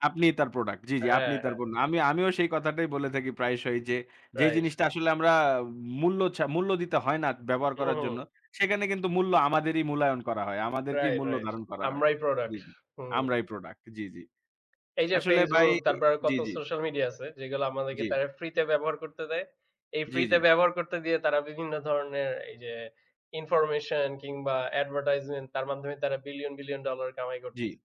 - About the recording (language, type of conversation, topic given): Bengali, unstructured, অনলাইনে মানুষের ব্যক্তিগত তথ্য বিক্রি করা কি উচিত?
- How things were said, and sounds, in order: other background noise; in English: "information"; in English: "advertisement"